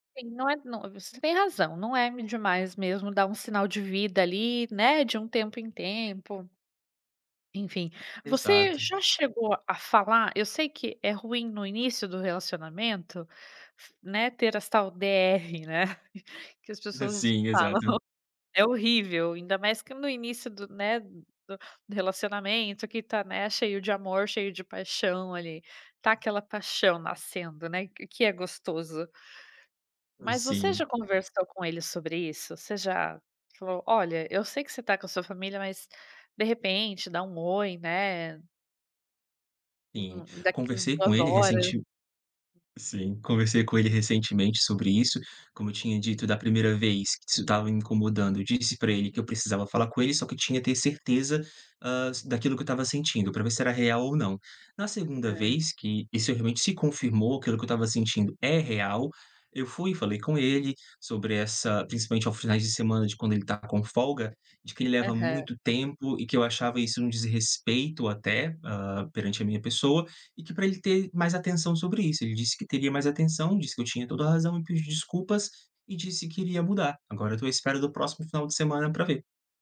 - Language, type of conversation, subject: Portuguese, advice, Como você lida com a falta de proximidade em um relacionamento à distância?
- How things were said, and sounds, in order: laugh; laughing while speaking: "falam"; laugh; unintelligible speech; unintelligible speech